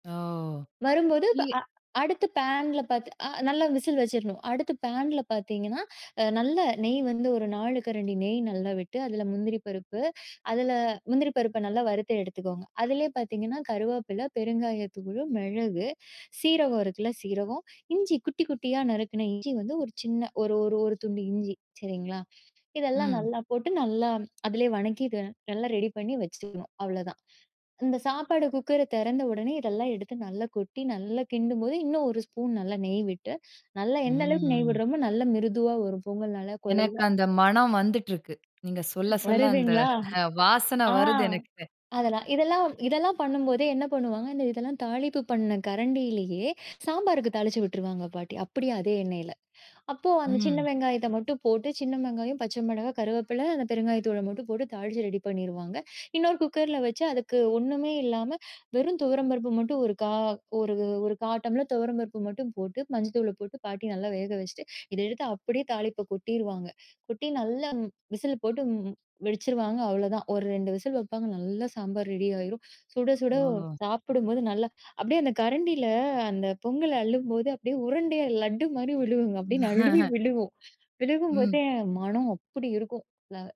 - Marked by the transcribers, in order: inhale; inhale; inhale; other noise; "வதக்கிட்டு" said as "வணக்கிட்டு"; inhale; laughing while speaking: "வருதுங்களா!"; laughing while speaking: "அ வாசன வருது எனக்கு"; "தாளித்த" said as "தாளிப்பு"; inhale; inhale; drawn out: "ம்"; inhale; inhale; inhale; "தாளித்தத" said as "தாளிப்ப"; "வச்சிடுவாங்க" said as "விடிச்சிருவாங்க"; inhale; chuckle; "விழுகும்ங்க" said as "விழுவுங்க"; "விழுகும்" said as "விழுவும்"
- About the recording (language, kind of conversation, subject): Tamil, podcast, உங்கள் வீட்டில் தலைமுறையாகப் பின்பற்றப்படும் ஒரு பாரம்பரிய சமையல் செய்முறை என்ன?
- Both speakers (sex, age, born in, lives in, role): female, 30-34, India, India, guest; female, 35-39, India, India, host